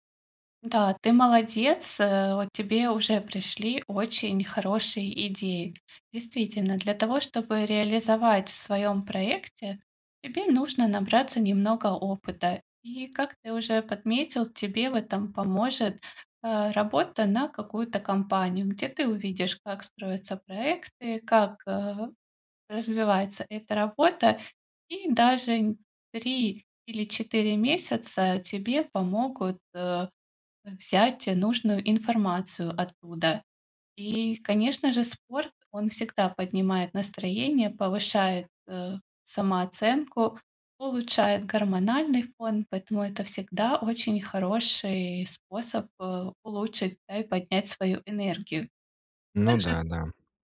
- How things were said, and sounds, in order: none
- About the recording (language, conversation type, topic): Russian, advice, Как согласовать мои большие ожидания с реальными возможностями, не доводя себя до эмоционального выгорания?